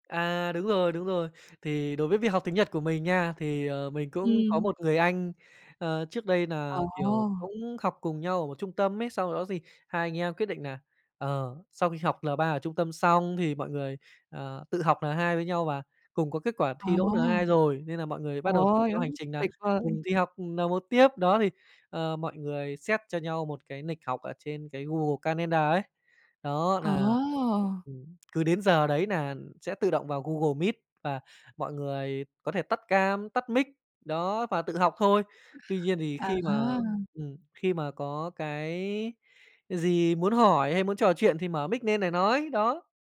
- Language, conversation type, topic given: Vietnamese, podcast, Làm sao để tự học mà không bị nản lòng?
- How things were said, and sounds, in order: tapping; unintelligible speech; other background noise; in English: "set"; "lịch" said as "nịch"; "Calendar" said as "ca nen đờ"; in English: "cam"; in English: "mic"; in English: "mic"